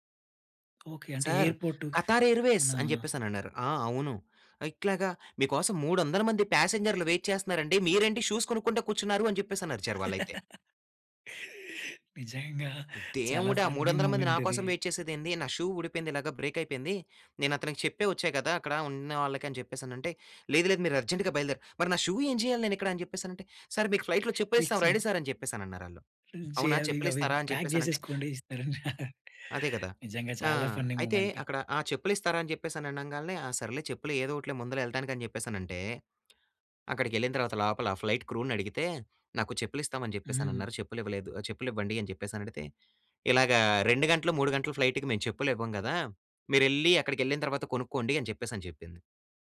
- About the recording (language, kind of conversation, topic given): Telugu, podcast, ఒకసారి మీ విమానం తప్పిపోయినప్పుడు మీరు ఆ పరిస్థితిని ఎలా ఎదుర్కొన్నారు?
- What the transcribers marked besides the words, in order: tapping; in English: "వెయిట్"; in English: "షూస్"; laugh; in English: "ఫన్నీ మూమెంట్"; other background noise; in English: "వెయిట్"; in English: "షూ"; in English: "బ్రేక్"; in English: "అర్జెంట్‌గా"; in English: "షూ"; in English: "సర్"; in English: "ఫ్లైట్‌లో"; in English: "ప్యాక్"; chuckle; in English: "ఫన్నీ మూమెంట్"; in English: "ఫ్లైట్ క్రూని"; in English: "ఫ్లైట్‌కి"